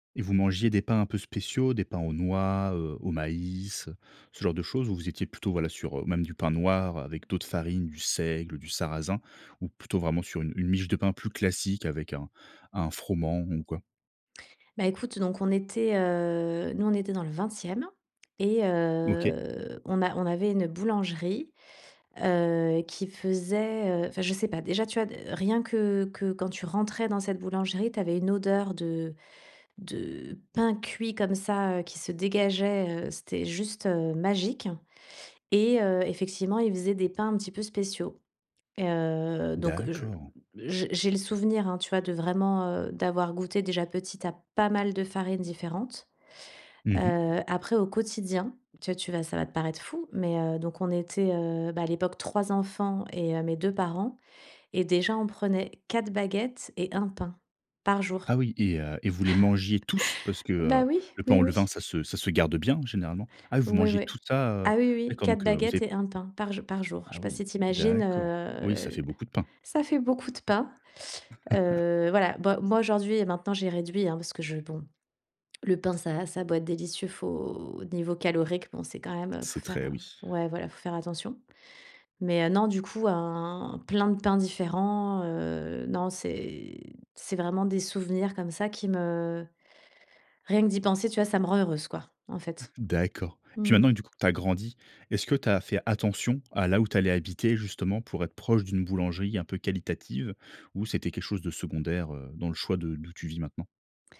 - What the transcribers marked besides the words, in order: drawn out: "heu"; drawn out: "heu"; stressed: "tous"; drawn out: "heu"; chuckle; drawn out: "hein"
- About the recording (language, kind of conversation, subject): French, podcast, Quel souvenir gardes-tu d’une boulangerie de ton quartier ?